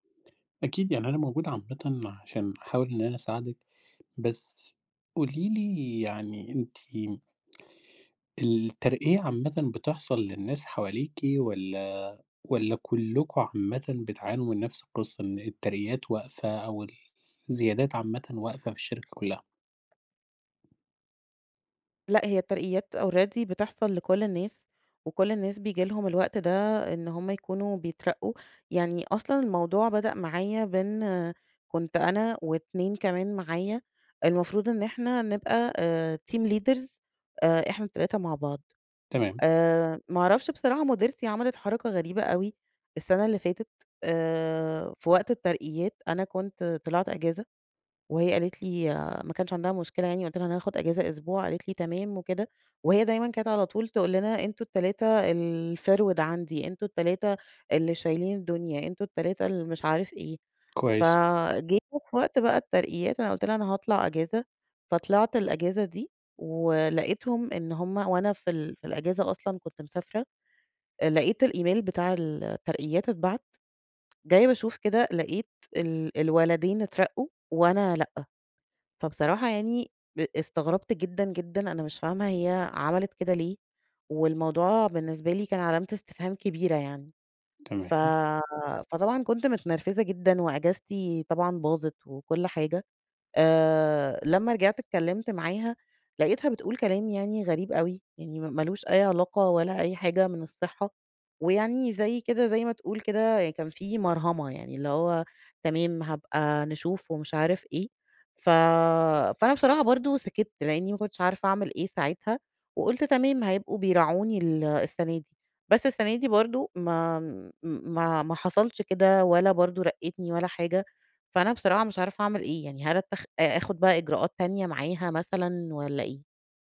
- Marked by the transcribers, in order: tapping; in English: "already"; in English: "team leaders"; in English: "الإيميل"
- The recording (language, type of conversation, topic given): Arabic, advice, ازاي أتفاوض على زيادة في المرتب بعد سنين من غير ترقية؟